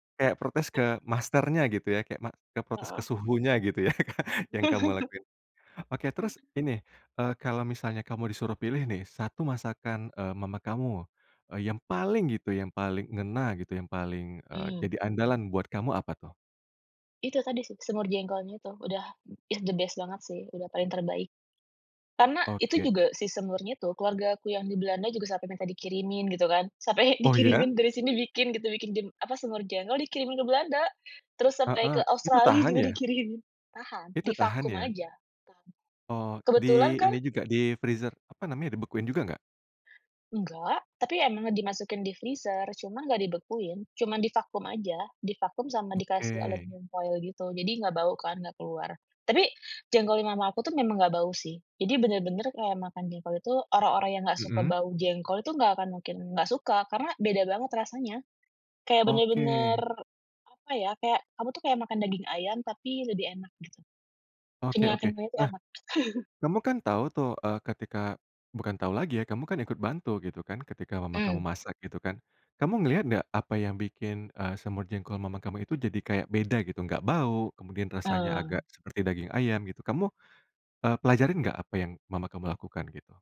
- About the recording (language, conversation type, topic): Indonesian, podcast, Makanan warisan keluarga apa yang selalu kamu rindukan?
- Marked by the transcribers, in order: laughing while speaking: "ya"; chuckle; in English: "the best"; in English: "freezer"; in English: "freezer"; chuckle; lip smack